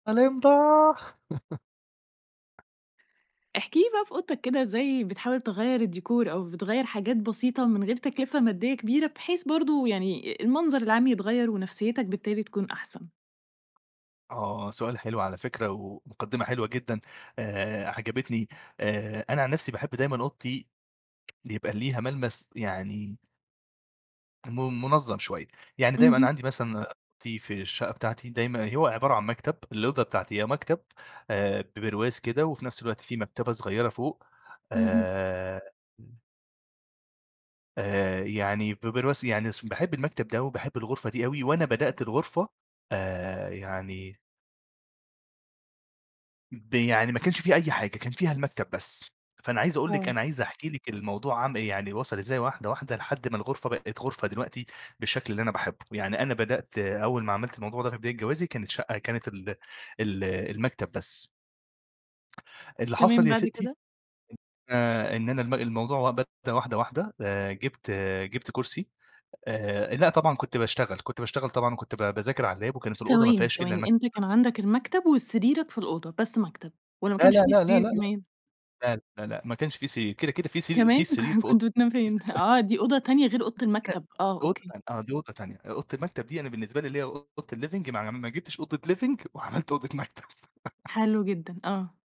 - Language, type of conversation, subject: Arabic, podcast, إزاي تغيّر شكل قوضتك بسرعة ومن غير ما تصرف كتير؟
- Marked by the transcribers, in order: put-on voice: "الإمضاء"; chuckle; tapping; in English: "الdecor"; in English: "الlap"; unintelligible speech; in English: "الliving"; in English: "living"; chuckle